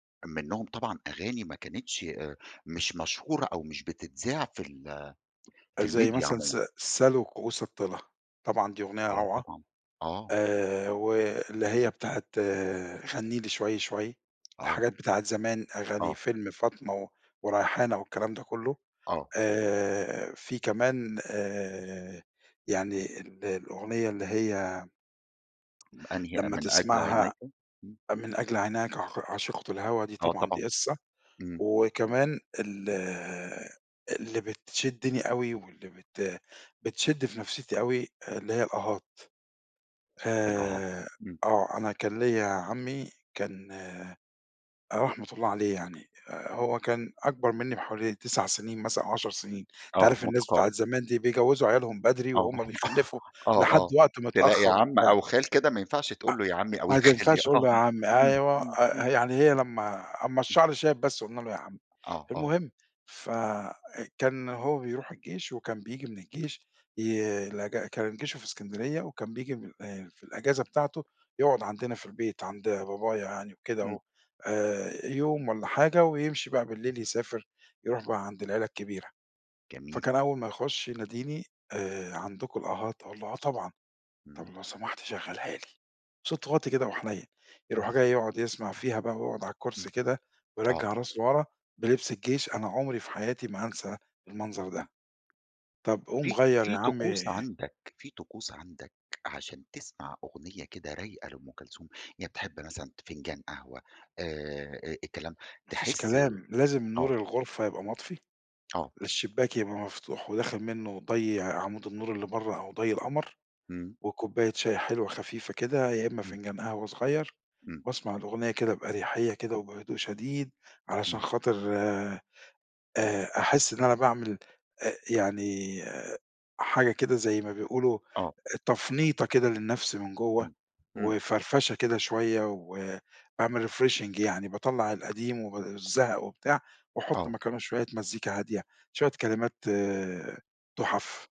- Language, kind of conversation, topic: Arabic, podcast, إيه هي الأغاني اللي عمرك ما بتملّ تسمعها؟
- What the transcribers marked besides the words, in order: in English: "الميديا"; other noise; cough; laughing while speaking: "يا خالي"; unintelligible speech; tapping; in English: "refreshing"